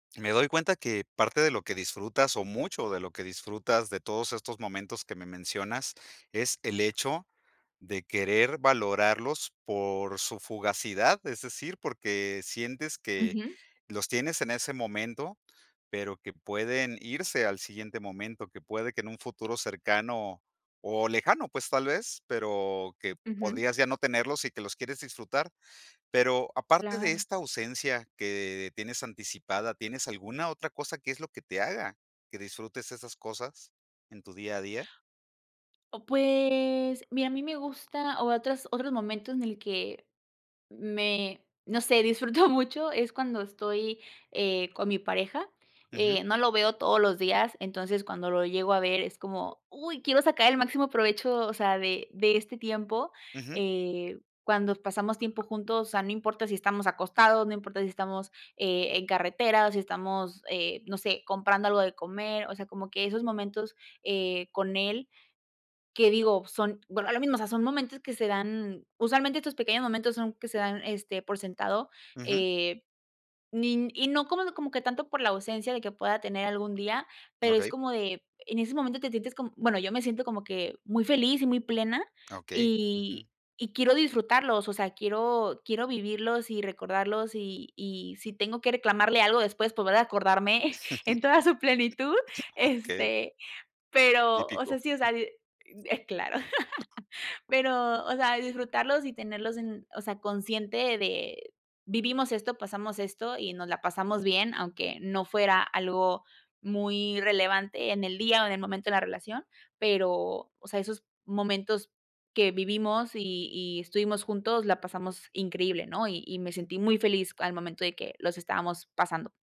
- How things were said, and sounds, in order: tapping; drawn out: "pues"; laughing while speaking: "disfruto"; chuckle; other background noise; chuckle; laughing while speaking: "este"; chuckle
- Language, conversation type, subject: Spanish, podcast, ¿Qué aprendiste sobre disfrutar los pequeños momentos?